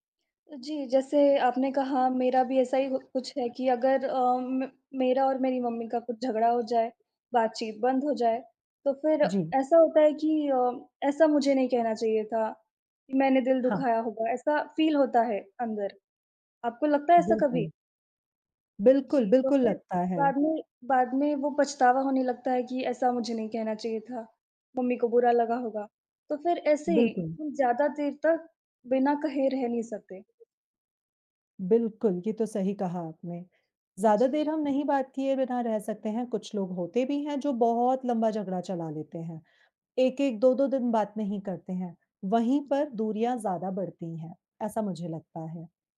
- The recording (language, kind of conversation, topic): Hindi, unstructured, क्या झगड़े के बाद प्यार बढ़ सकता है, और आपका अनुभव क्या कहता है?
- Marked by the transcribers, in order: other background noise; in English: "फ़ील"; tapping